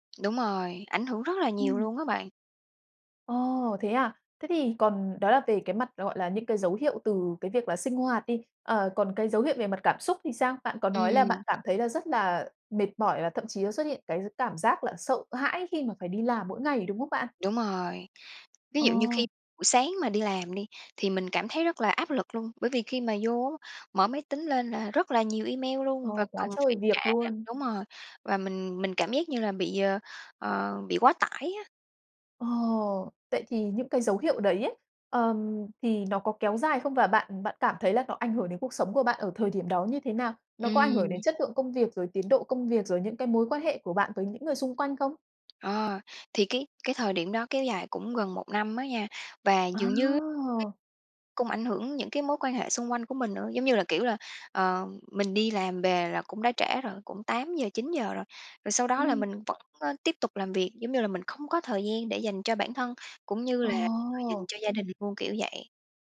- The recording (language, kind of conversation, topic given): Vietnamese, podcast, Bạn nhận ra mình sắp kiệt sức vì công việc sớm nhất bằng cách nào?
- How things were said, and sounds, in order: tapping; other background noise; unintelligible speech